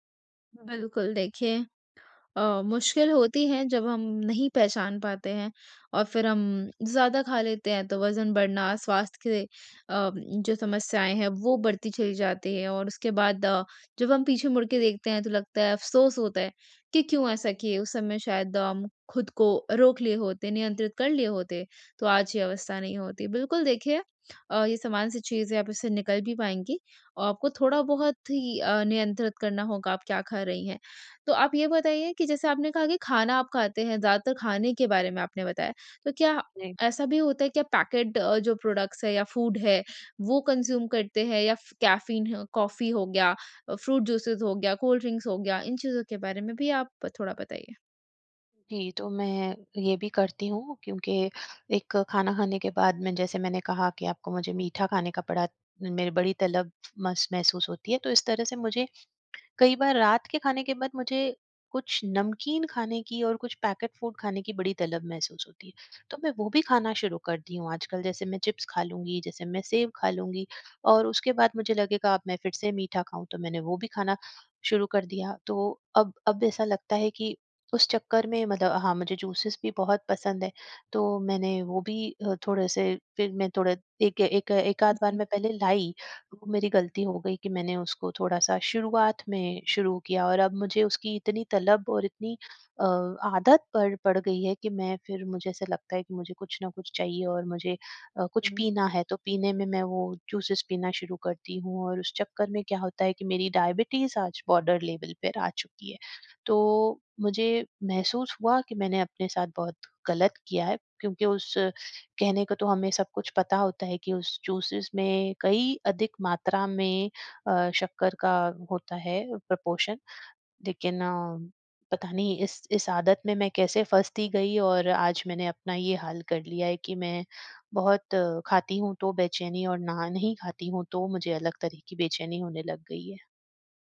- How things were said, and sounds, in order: lip smack; in English: "पैकेट"; in English: "प्रोडक्ट्स"; in English: "फूड"; in English: "कंज्यूम"; in English: "फ्रूट जूसेस"; in English: "कोल्ड ड्रिंक्स"; tapping; in English: "पैकेट फूड"; in English: "जूसेज़"; in English: "बॉर्डर लेवल"; in English: "प्रपोर्शन"
- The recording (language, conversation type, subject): Hindi, advice, भूख और तृप्ति को पहचानना